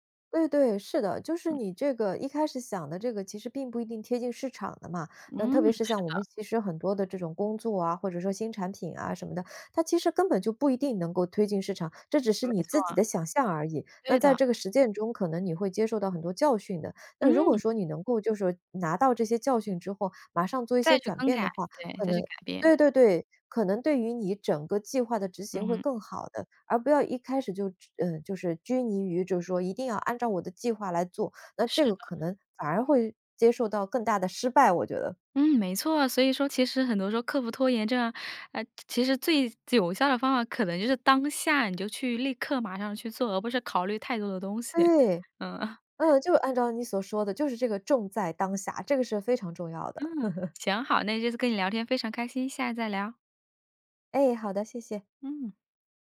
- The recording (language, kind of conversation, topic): Chinese, podcast, 你会怎样克服拖延并按计划学习？
- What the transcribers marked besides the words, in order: chuckle; laugh